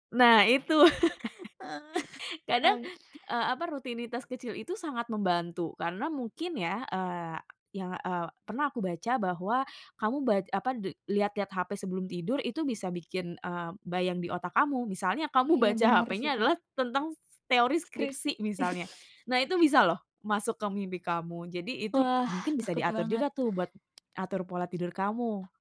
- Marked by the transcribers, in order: chuckle; background speech; chuckle; tapping; other background noise
- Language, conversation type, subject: Indonesian, advice, Apakah Anda sulit tidur karena mengonsumsi kafein atau alkohol pada sore hari?